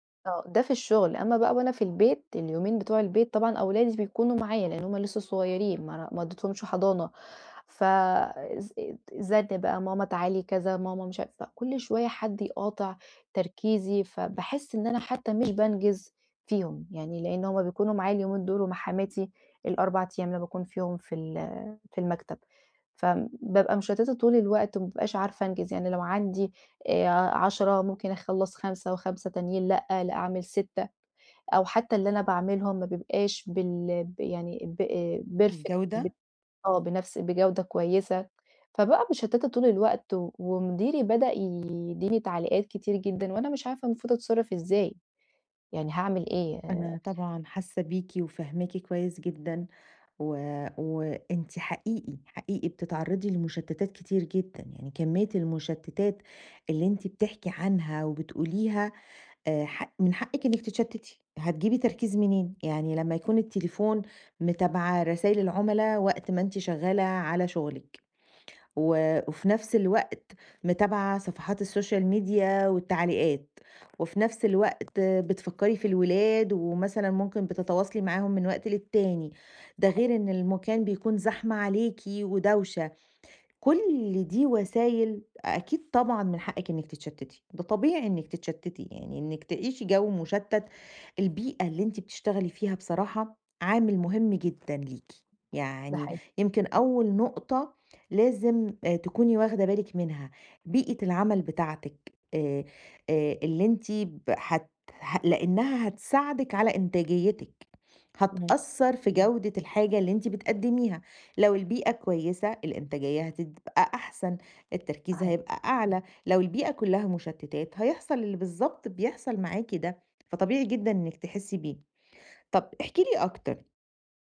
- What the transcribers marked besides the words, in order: other background noise; in English: "perfect"; tapping; in English: "الSocial Media"; unintelligible speech; unintelligible speech
- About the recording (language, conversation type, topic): Arabic, advice, إزاي أقلّل التشتت عشان أقدر أشتغل بتركيز عميق ومستمر على مهمة معقدة؟